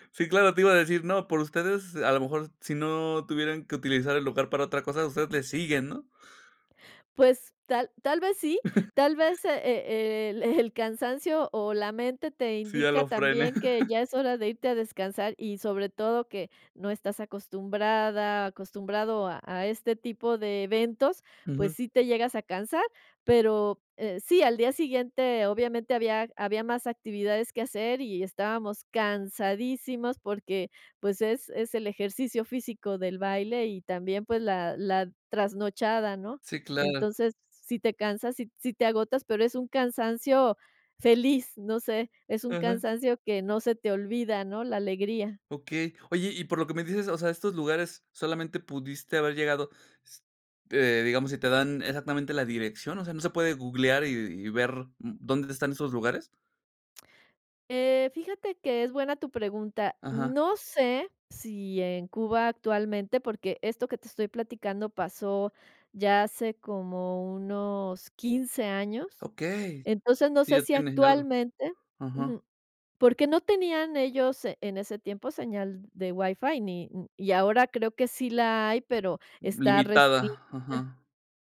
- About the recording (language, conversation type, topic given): Spanish, podcast, ¿Alguna vez te han recomendado algo que solo conocen los locales?
- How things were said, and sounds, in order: laugh; chuckle